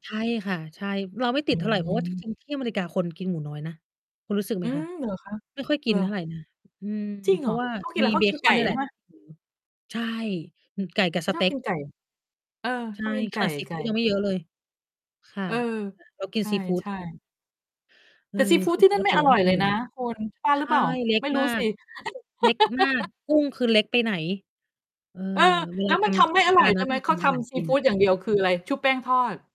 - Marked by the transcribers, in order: distorted speech; tapping; laugh
- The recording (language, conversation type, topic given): Thai, unstructured, เทศกาลไหนที่ทำให้คุณรู้สึกอบอุ่นใจมากที่สุด?